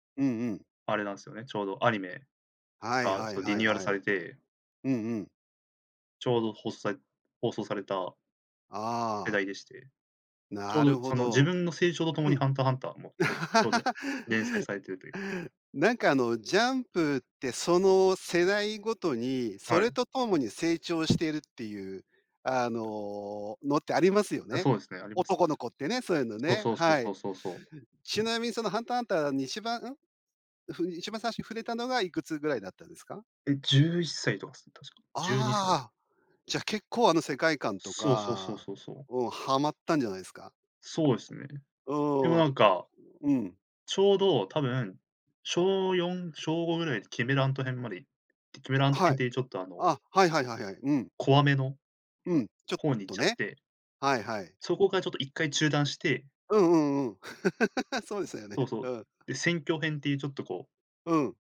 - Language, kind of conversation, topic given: Japanese, podcast, 漫画で特に好きな作品は何ですか？
- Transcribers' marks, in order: laugh; other background noise; tapping; laugh